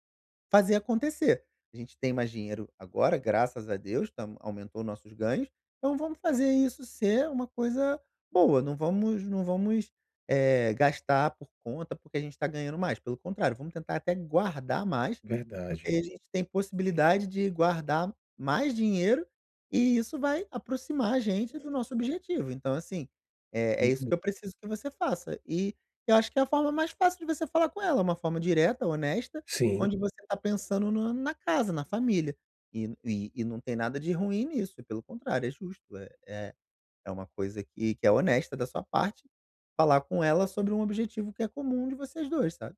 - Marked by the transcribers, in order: none
- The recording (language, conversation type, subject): Portuguese, advice, Como posso evitar que meus gastos aumentem quando eu receber um aumento salarial?